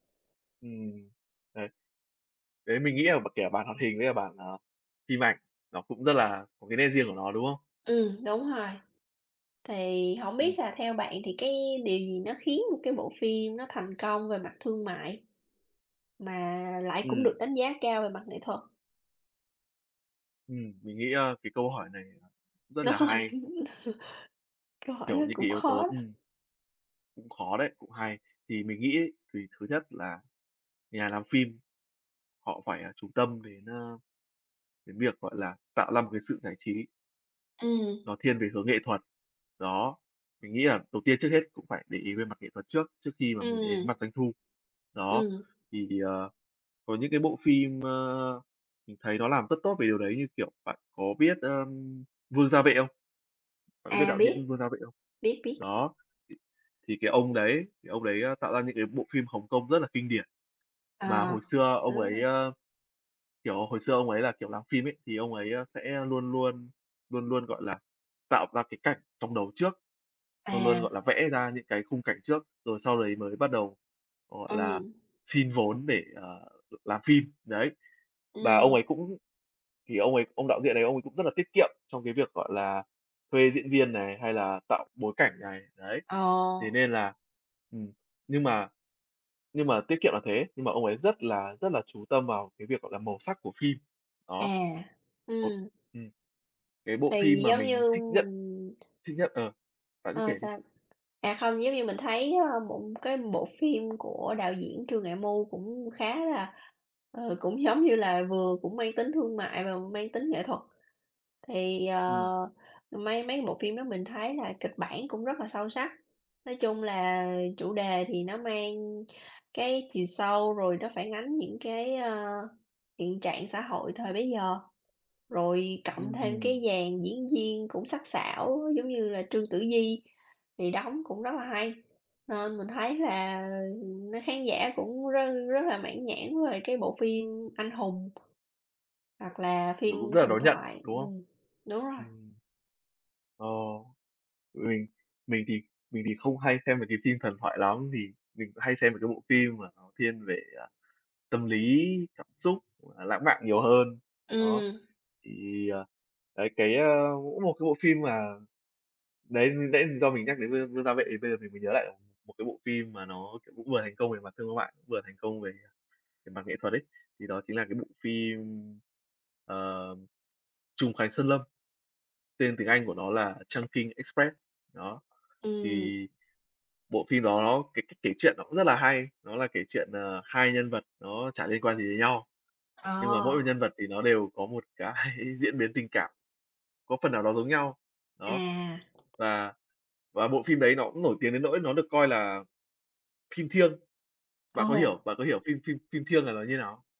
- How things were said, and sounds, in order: laughing while speaking: "Nó hơi câu hỏi đó cũng khó đó"; unintelligible speech; laugh; tapping; unintelligible speech; laughing while speaking: "cái"; other background noise
- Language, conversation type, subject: Vietnamese, unstructured, Phim ảnh ngày nay có phải đang quá tập trung vào yếu tố thương mại hơn là giá trị nghệ thuật không?